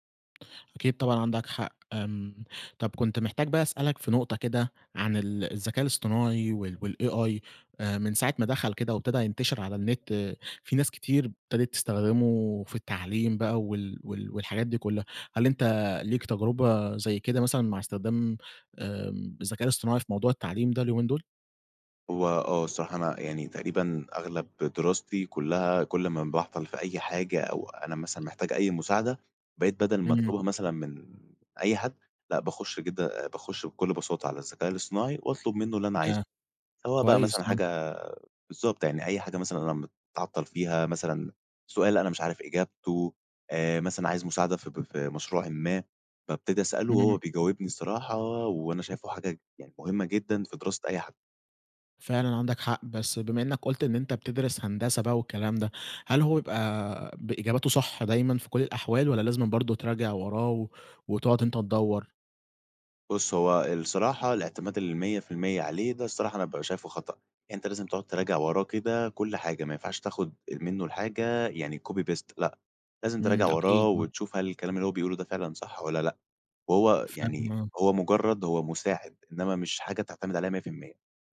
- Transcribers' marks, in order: tapping; in English: "والAI"; in English: "copy paste"
- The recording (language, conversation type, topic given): Arabic, podcast, إيه رأيك في دور الإنترنت في التعليم دلوقتي؟